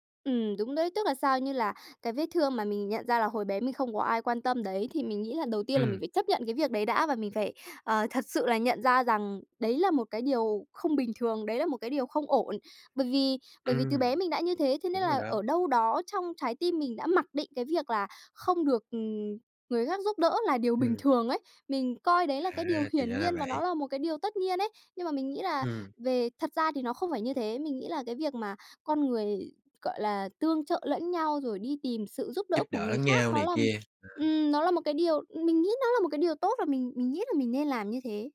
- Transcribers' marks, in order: tapping; other background noise
- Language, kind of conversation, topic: Vietnamese, podcast, Bạn có thể kể về một cuộc trò chuyện đã thay đổi hướng đi của bạn không?